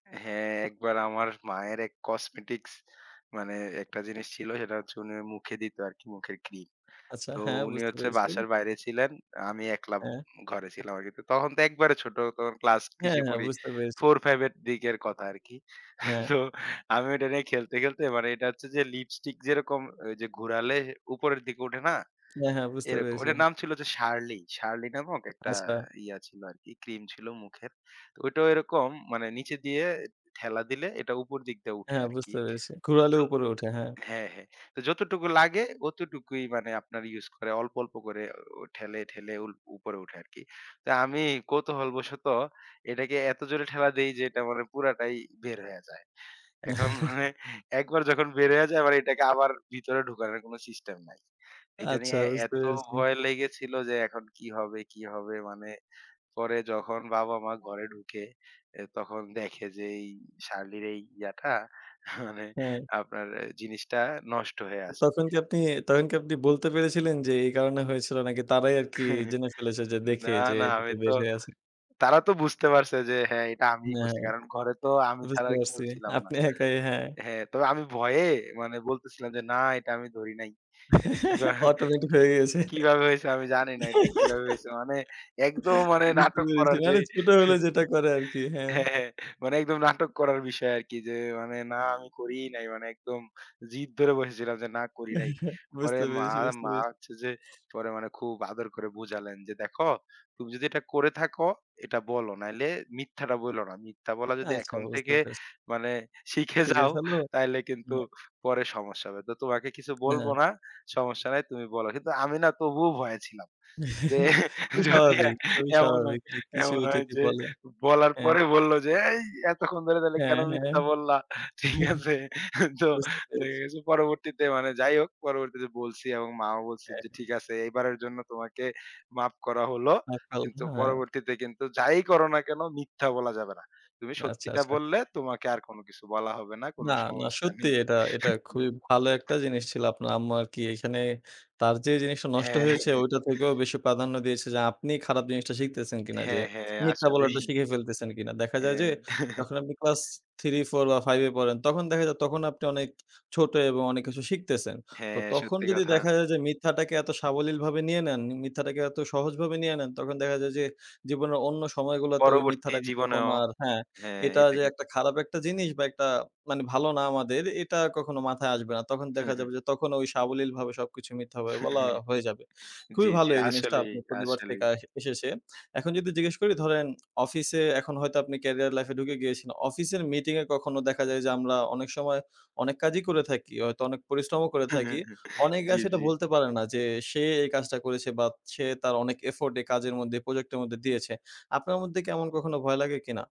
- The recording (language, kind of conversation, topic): Bengali, podcast, নিজের কাজ নিয়ে কথা বলতে ভয় লাগে কি?
- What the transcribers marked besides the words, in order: laughing while speaking: "তো আমি"; chuckle; laughing while speaking: "এখন মানে"; scoff; chuckle; giggle; laughing while speaking: "automatic হয়ে গেছে। বুঝতে পেরেছি। মানি ছোট হলে যেটা করে আরকি, হ্যাঁ"; in English: "automatic"; scoff; laugh; laughing while speaking: "যে হ্যাঁ, হ্যাঁ"; chuckle; "আছিলো" said as "আছেলো"; chuckle; laughing while speaking: "যে যদি এমন হয় এমন হয় যে বলার পরে বলল"; laughing while speaking: "ঠিক আছে? তো"; chuckle; unintelligible speech; tapping; chuckle; laughing while speaking: "হ্যাঁ"; scoff; laughing while speaking: "হ্যাঁ"; other background noise; chuckle; alarm; chuckle; in English: "এফোর্ট"